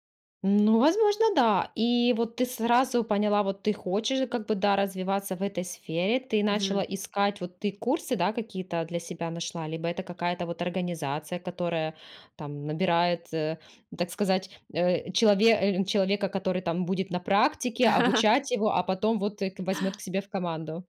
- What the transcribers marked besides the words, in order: chuckle
- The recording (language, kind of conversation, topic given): Russian, podcast, Что даёт тебе ощущение смысла в работе?